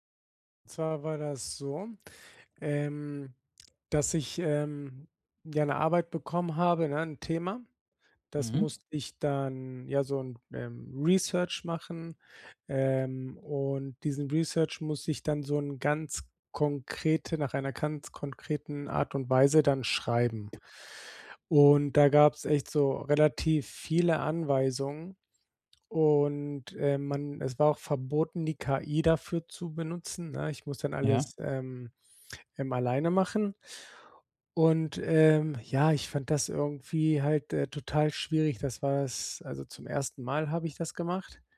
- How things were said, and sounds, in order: in English: "Research"; in English: "Research"; other background noise
- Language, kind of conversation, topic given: German, advice, Wie kann ich einen Fehler als Lernchance nutzen, ohne zu verzweifeln?